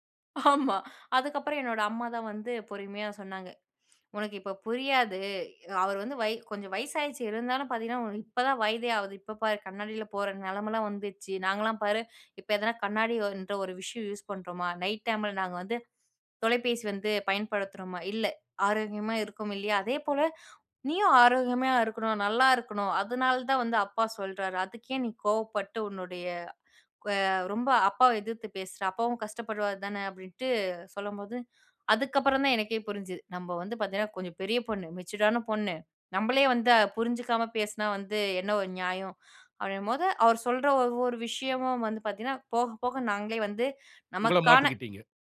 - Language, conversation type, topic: Tamil, podcast, நள்ளிரவிலும் குடும்ப நேரத்திலும் நீங்கள் தொலைபேசியை ஓரமாக வைத்து விடுவீர்களா, இல்லையெனில் ஏன்?
- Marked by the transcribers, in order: laughing while speaking: "ஆமா"